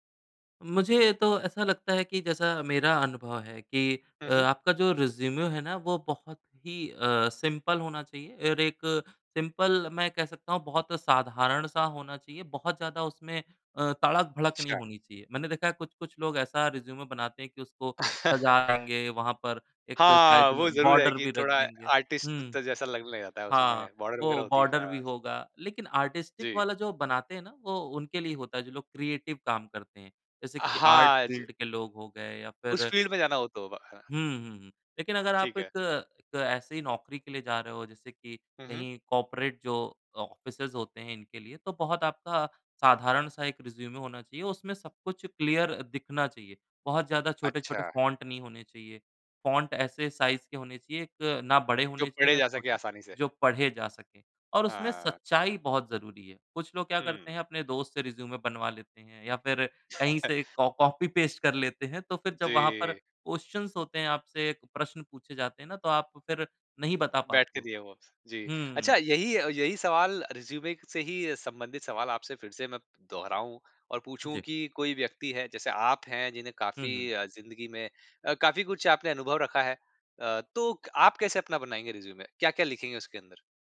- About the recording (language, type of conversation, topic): Hindi, podcast, क़ैरियर बदलने का फ़ैसला कब और कैसे लेना चाहिए?
- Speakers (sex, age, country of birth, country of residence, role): male, 30-34, India, India, guest; male, 35-39, India, India, host
- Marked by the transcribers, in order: in English: "रिज़्यूमे"; in English: "सिंपल"; in English: "सिंपल"; in English: "रिज़्यूमे"; chuckle; in English: "साइड"; in English: "बॉर्डर"; in English: "आर्टिस्ट"; in English: "बॉर्डर"; in English: "बॉर्डर"; in English: "आर्टिस्टिक"; in English: "क्रिएटिव"; in English: "आर्ट फ़ील्ड"; in English: "फ़ील्ड"; in English: "कॉर्पोरेट"; in English: "ऑफिसेज़"; in English: "रिज़्यूमे"; in English: "क्लियर"; in English: "साइज़"; in English: "रिज़्यूमे"; chuckle; in English: "क्वेश्चन्स"; in English: "रिज़्यूमे"; in English: "रिज़्यूमे?"